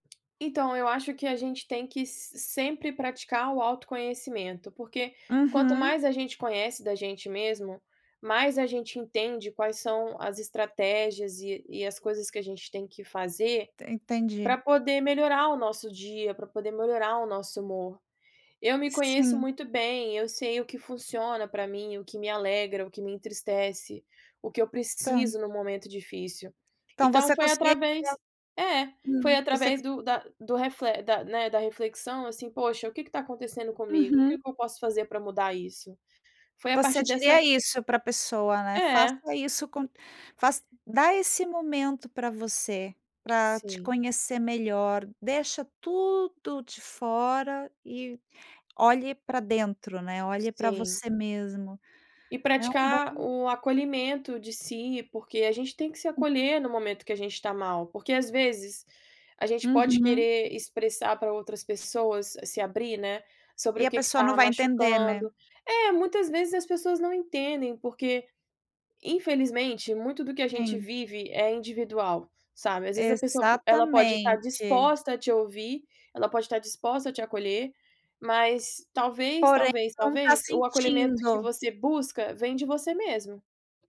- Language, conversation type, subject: Portuguese, podcast, Como você encontra motivação em dias ruins?
- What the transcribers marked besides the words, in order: tapping